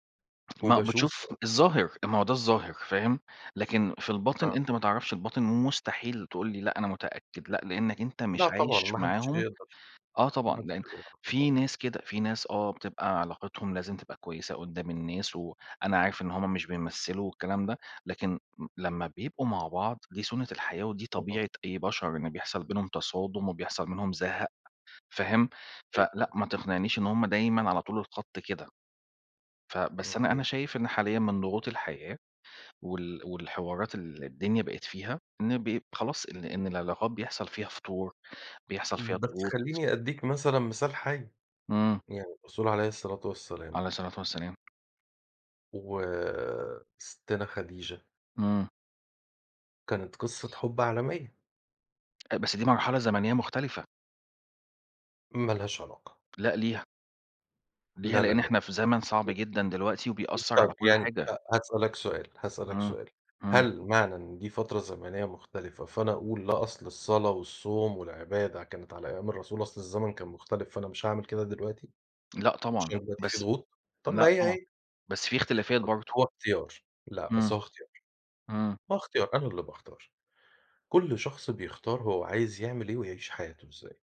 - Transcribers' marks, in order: other background noise; tapping
- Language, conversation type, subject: Arabic, unstructured, إزاي اتغيرت أفكارك عن الحب مع الوقت؟